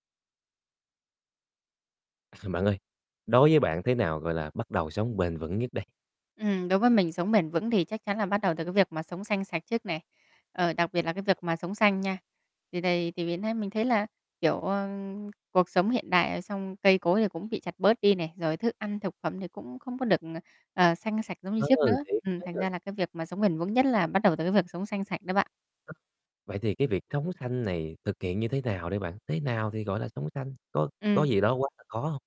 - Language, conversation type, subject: Vietnamese, podcast, Bạn có lời khuyên nào đơn giản nhất để bắt đầu sống bền vững không?
- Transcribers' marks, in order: other noise; static; unintelligible speech; unintelligible speech; distorted speech; tapping; unintelligible speech